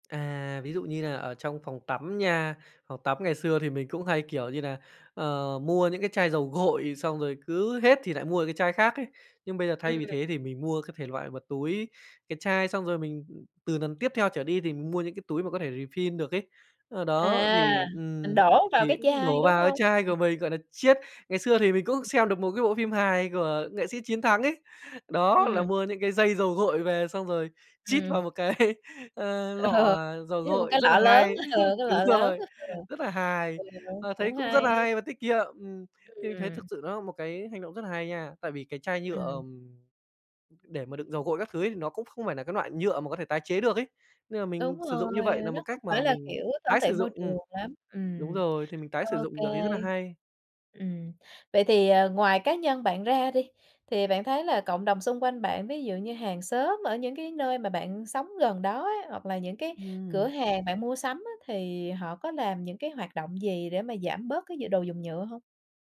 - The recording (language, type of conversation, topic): Vietnamese, podcast, Bạn làm thế nào để giảm rác thải nhựa trong nhà?
- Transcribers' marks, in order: tapping; "lần" said as "nần"; in English: "rì phin"; "refill" said as "rì phin"; unintelligible speech; other background noise; unintelligible speech; laughing while speaking: "cái"; laughing while speaking: "Ờ"; unintelligible speech; laugh; laughing while speaking: "Đúng rồi"; "loại" said as "noại"